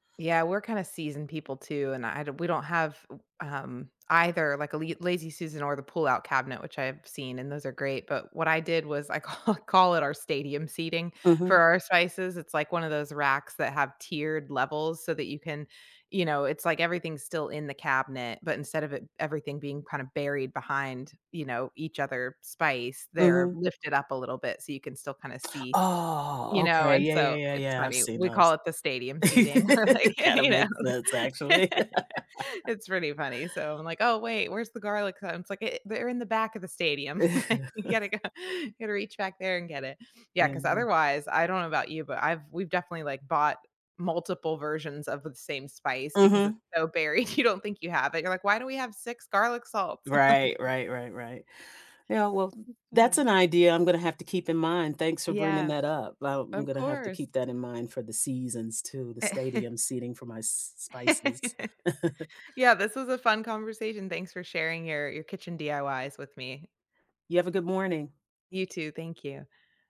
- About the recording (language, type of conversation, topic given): English, unstructured, What simple DIY kitchen upgrades have made cooking easier and more fun in your home?
- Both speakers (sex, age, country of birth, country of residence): female, 40-44, United States, United States; female, 55-59, United States, United States
- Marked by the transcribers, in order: other background noise; laughing while speaking: "ca"; drawn out: "Oh"; laughing while speaking: "we're like, you know?"; laugh; laugh; unintelligible speech; laughing while speaking: "li you gotta go"; background speech; chuckle; laughing while speaking: "You"; laugh; laughing while speaking: "Like"; chuckle; laugh; chuckle; tapping